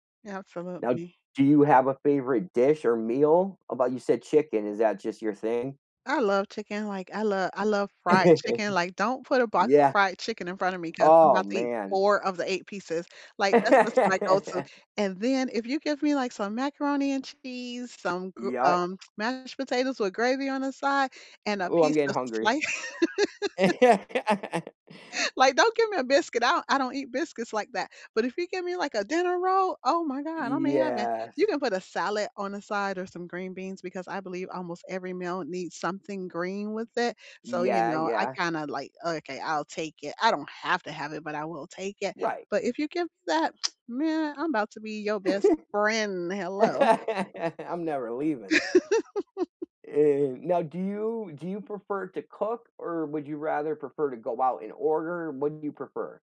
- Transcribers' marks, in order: other background noise; chuckle; laugh; laugh; tapping; laugh; drawn out: "Yes"; lip smack; laugh; laugh
- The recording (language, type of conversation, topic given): English, unstructured, How do you like to celebrate special occasions with food?
- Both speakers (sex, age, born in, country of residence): female, 45-49, United States, United States; male, 40-44, United States, United States